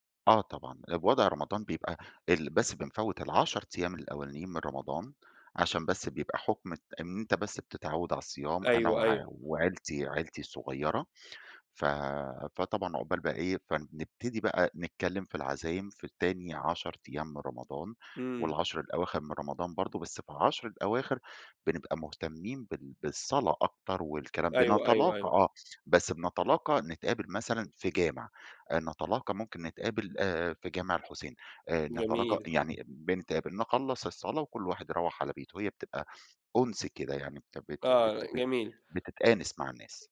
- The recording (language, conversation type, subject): Arabic, podcast, إزاي بتحتفلوا بالمناسبات التقليدية عندكم؟
- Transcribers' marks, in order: none